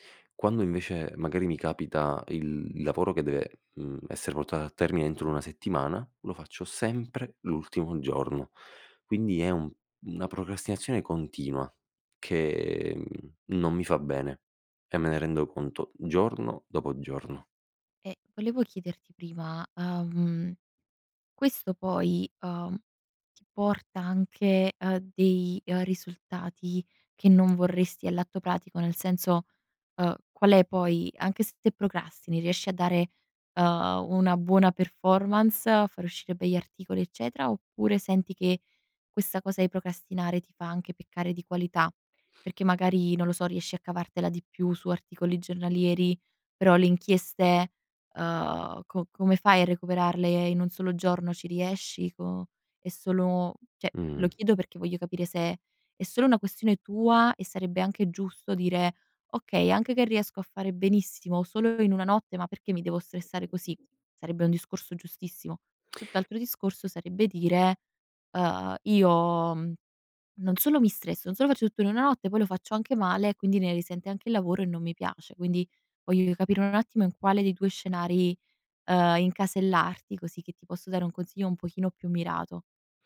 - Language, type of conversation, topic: Italian, advice, Come posso smettere di procrastinare su un progetto importante fino all'ultimo momento?
- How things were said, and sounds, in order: "procrastinazione" said as "procastinazione"; "procrastini" said as "procastini"; other background noise